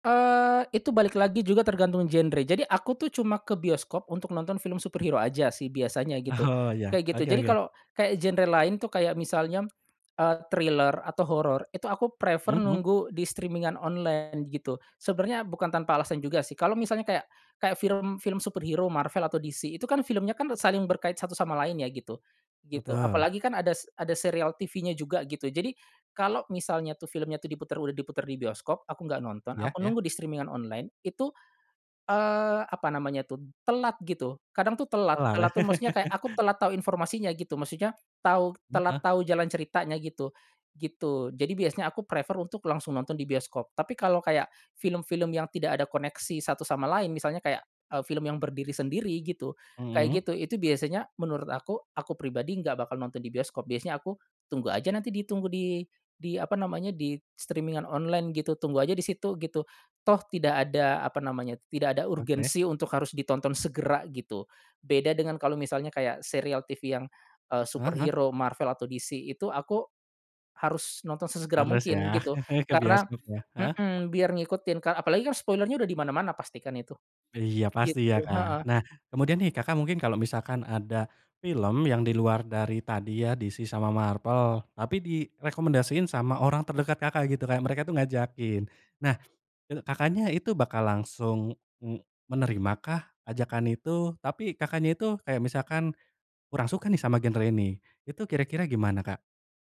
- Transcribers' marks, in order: in English: "superhero"; laughing while speaking: "Oh"; in English: "prefer"; in English: "streaming-an"; in English: "superhero"; in English: "streaming"; laugh; in English: "prefer"; in English: "streaming-an"; in English: "superhero"; chuckle; in English: "spoiler-nya"
- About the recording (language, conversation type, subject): Indonesian, podcast, Bagaimana kamu menemukan rekomendasi film atau musik baru?